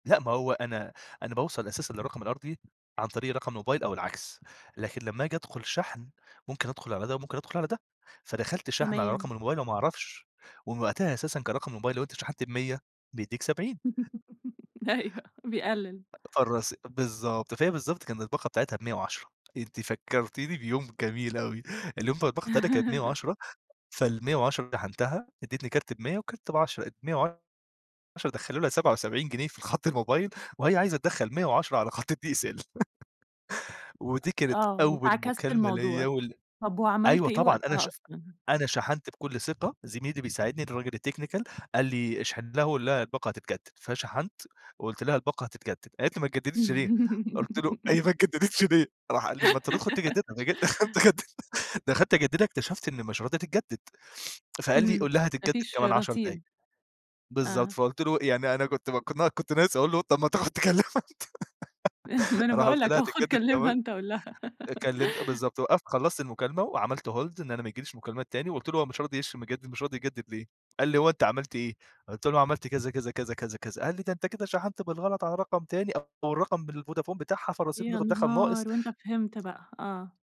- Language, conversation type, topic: Arabic, podcast, إيه اللي حصل في أول يوم ليك في شغلك الأول؟
- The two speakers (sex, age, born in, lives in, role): female, 30-34, United States, Egypt, host; male, 25-29, Egypt, Egypt, guest
- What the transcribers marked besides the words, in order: laugh; laugh; in English: "الDSL"; laugh; in English: "الTechnical"; laugh; laughing while speaking: "قمت خد دخلت أجددها"; laugh; laughing while speaking: "طب ما تاخد تكلمها أنت"; laugh; other background noise; laugh; in English: "Hold"; laugh